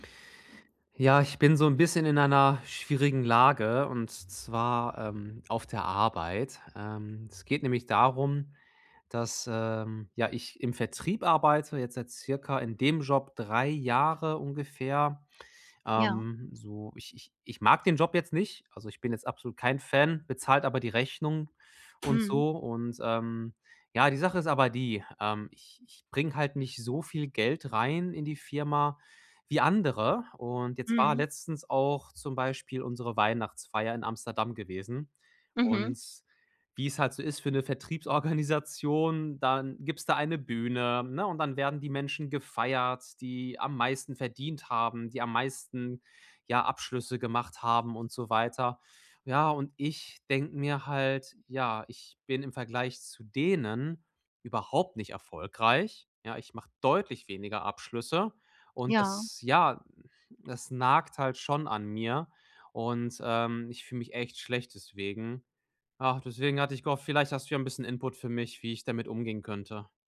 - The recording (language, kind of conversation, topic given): German, advice, Wie gehe ich mit Misserfolg um, ohne mich selbst abzuwerten?
- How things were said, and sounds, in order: tapping; laughing while speaking: "Vertriebsorganisation"; stressed: "denen überhaupt"; stressed: "deutlich"